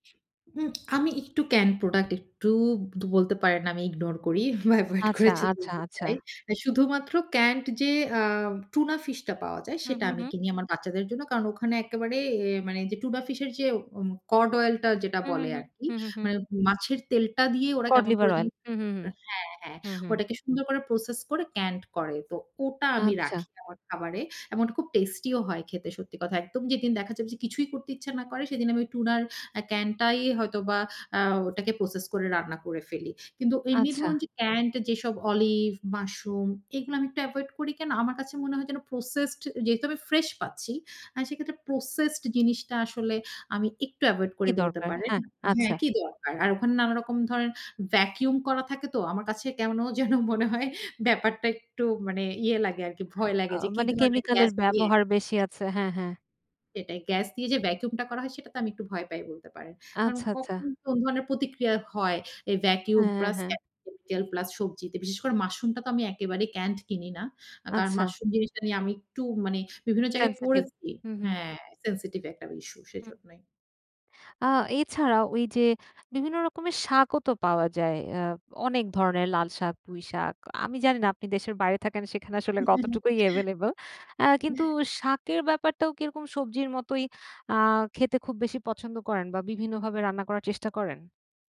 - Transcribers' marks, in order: other background noise; laughing while speaking: "এভয়েড করে চাই"; unintelligible speech; "কেন" said as "কেমনো"; unintelligible speech; unintelligible speech
- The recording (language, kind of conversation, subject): Bengali, podcast, আপনি কীভাবে আপনার খাবারে আরও বেশি সবজি যোগ করেন?